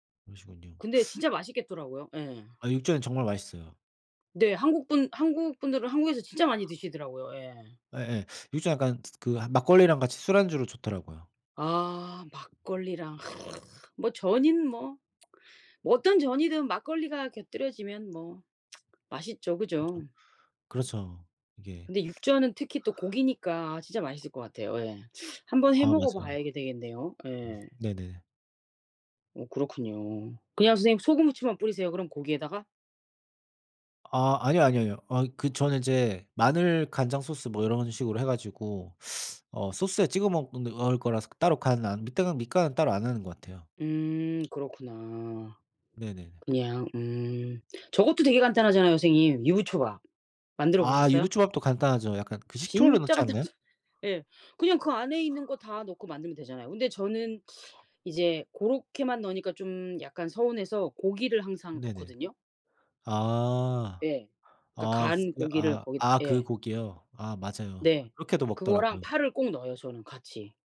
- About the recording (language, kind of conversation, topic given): Korean, unstructured, 간단하게 만들 수 있는 음식 추천해 주실 수 있나요?
- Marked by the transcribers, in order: other background noise; other noise; tsk; tapping; tsk; laughing while speaking: "간단하죠"